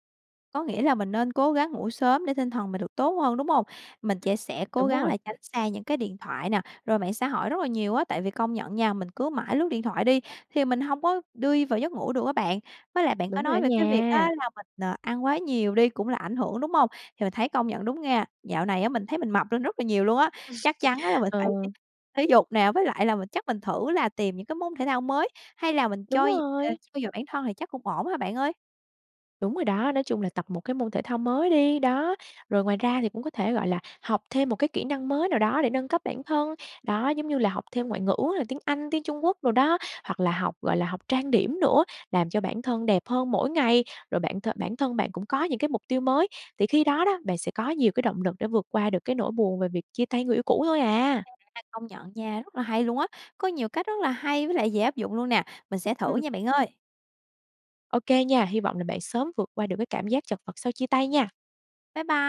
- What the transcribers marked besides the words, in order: tapping; unintelligible speech; "đi" said as "đươi"; other background noise; laugh; unintelligible speech; unintelligible speech
- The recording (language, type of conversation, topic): Vietnamese, advice, Làm sao để vượt qua cảm giác chật vật sau chia tay và sẵn sàng bước tiếp?